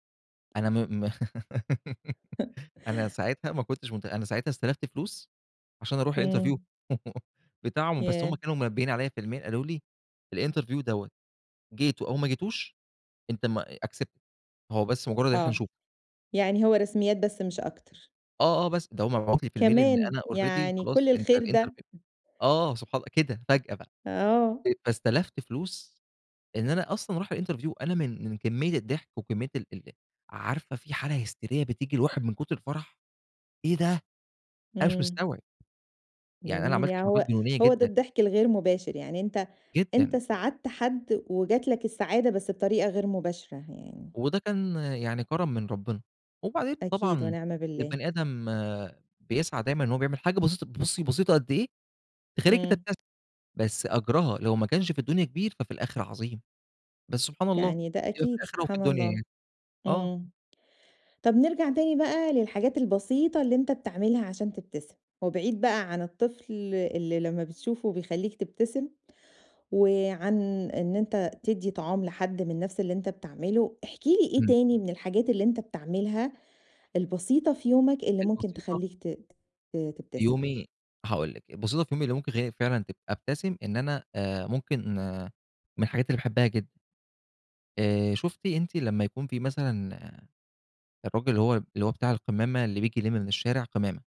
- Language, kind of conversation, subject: Arabic, podcast, إيه أصغر حاجة بسيطة بتخليك تبتسم من غير سبب؟
- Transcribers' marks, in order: laugh; chuckle; in English: "الinterview"; laugh; in English: "الmail"; in English: "الinterview"; in English: "accepted"; in English: "الmail"; in English: "already"; in English: "الinterview"; in English: "الinterview"; tapping